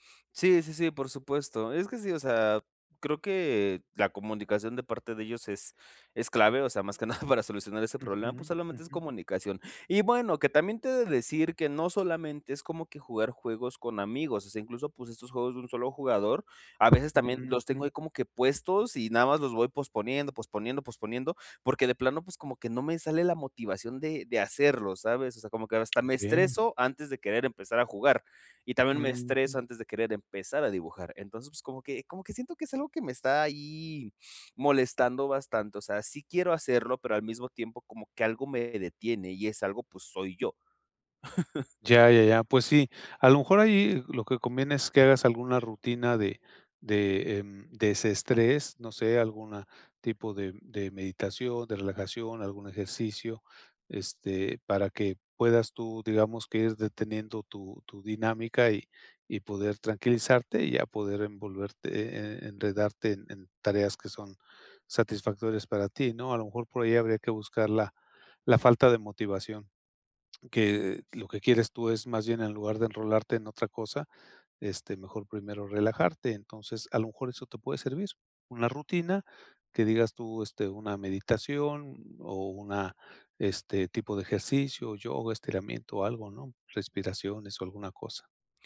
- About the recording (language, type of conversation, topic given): Spanish, advice, ¿Cómo puedo hacer tiempo para mis hobbies personales?
- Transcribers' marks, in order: chuckle; other noise; chuckle